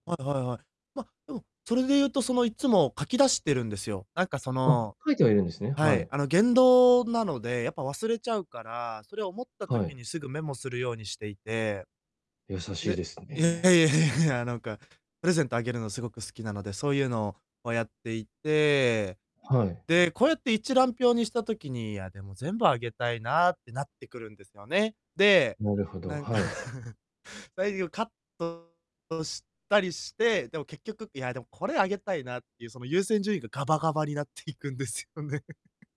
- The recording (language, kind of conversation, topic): Japanese, advice, 買い物で選択肢が多すぎて迷ったとき、どうやって決めればいいですか？
- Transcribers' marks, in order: distorted speech; chuckle; laughing while speaking: "ガバガバになっていくんですよね"; chuckle